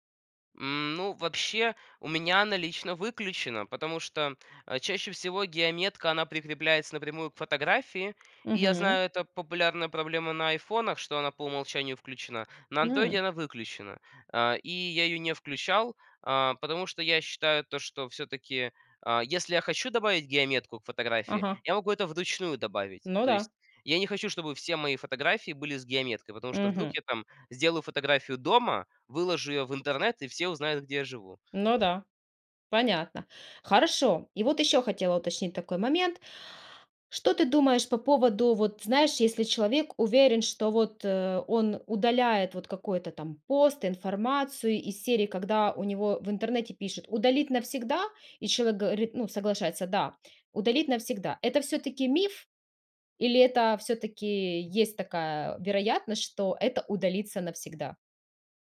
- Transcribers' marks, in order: other background noise; tapping
- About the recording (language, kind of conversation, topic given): Russian, podcast, Что важно помнить о цифровом следе и его долговечности?